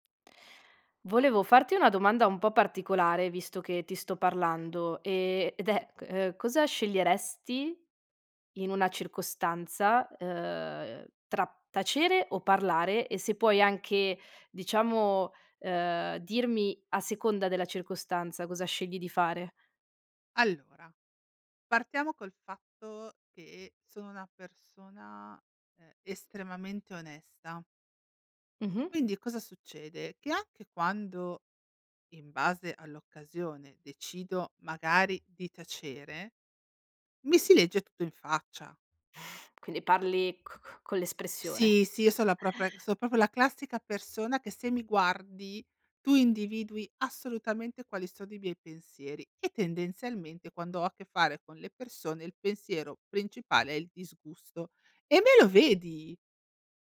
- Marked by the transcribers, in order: drawn out: "persona"; snort; tapping; stressed: "assolutamente"
- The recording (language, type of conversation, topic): Italian, podcast, Che cosa ti fa decidere se tacere o parlare?